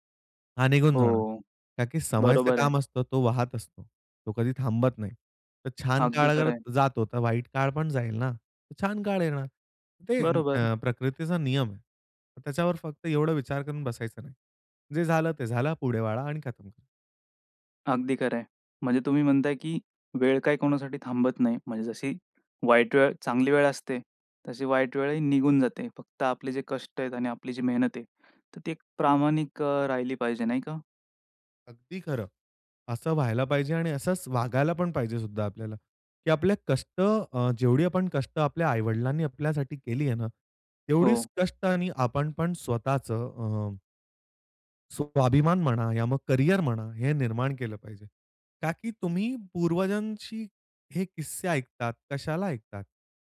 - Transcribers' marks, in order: tapping
- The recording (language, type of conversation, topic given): Marathi, podcast, तुझ्या पूर्वजांबद्दल ऐकलेली एखादी गोष्ट सांगशील का?